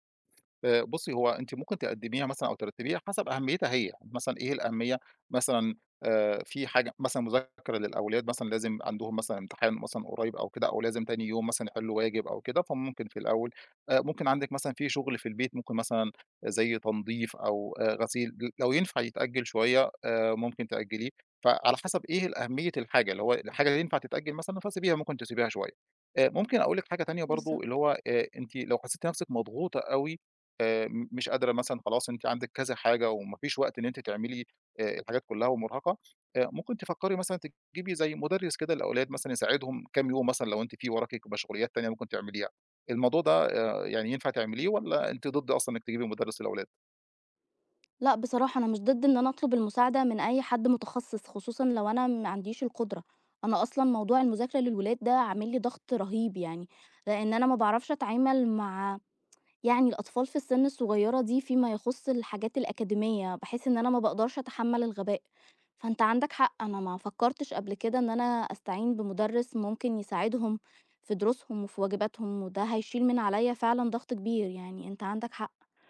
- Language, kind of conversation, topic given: Arabic, advice, إزاي أقدر أركّز وأنا تحت ضغوط يومية؟
- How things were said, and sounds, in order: tapping